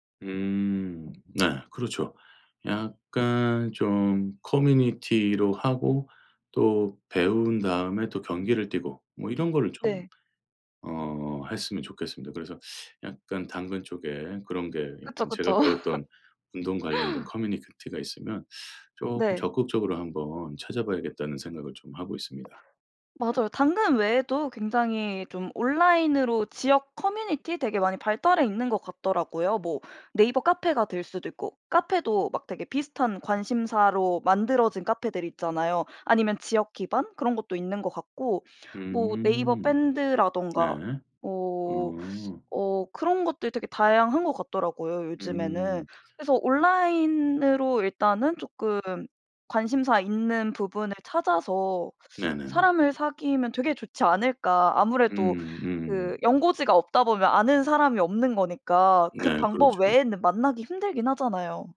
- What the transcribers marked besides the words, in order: other background noise; teeth sucking; "커뮤니티가" said as "커뮤니크티가"; laugh; teeth sucking; tapping
- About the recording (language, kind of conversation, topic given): Korean, advice, 새로운 도시로 이사한 뒤 친구를 사귀기 어려운데, 어떻게 하면 좋을까요?